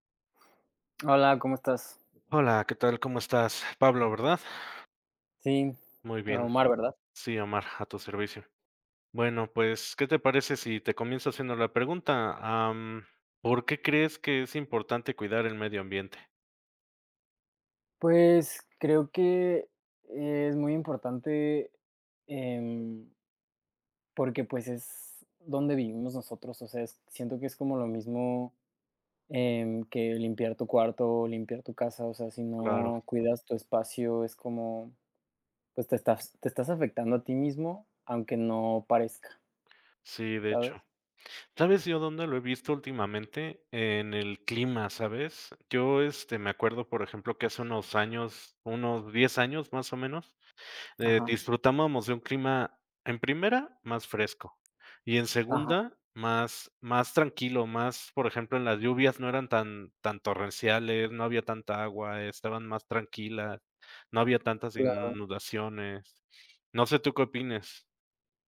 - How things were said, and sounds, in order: tapping; other background noise; "disfrutábamos" said as "disfrutámamos"
- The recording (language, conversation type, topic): Spanish, unstructured, ¿Por qué crees que es importante cuidar el medio ambiente?
- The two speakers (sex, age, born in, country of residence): male, 25-29, Mexico, Mexico; male, 35-39, Mexico, Mexico